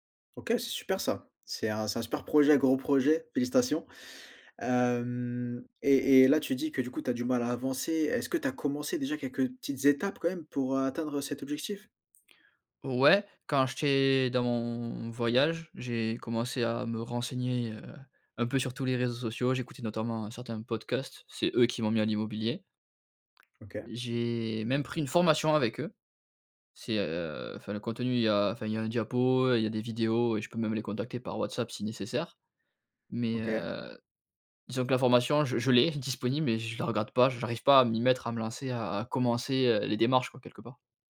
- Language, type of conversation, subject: French, advice, Pourquoi ai-je tendance à procrastiner avant d’accomplir des tâches importantes ?
- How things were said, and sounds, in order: drawn out: "Hem"; other background noise; drawn out: "J'ai"